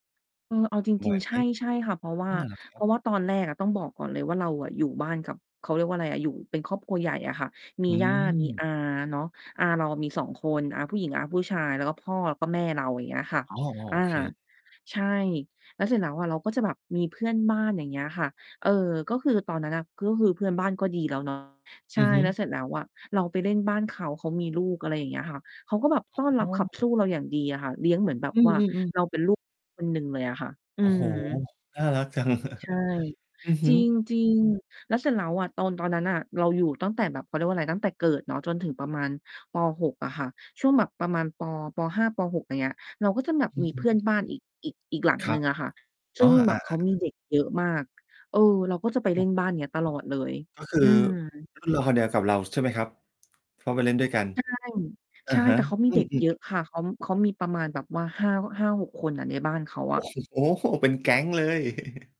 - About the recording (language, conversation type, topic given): Thai, podcast, ทำไมน้ำใจของเพื่อนบ้านถึงสำคัญต่อสังคมไทย?
- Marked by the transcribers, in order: distorted speech; chuckle; other background noise; chuckle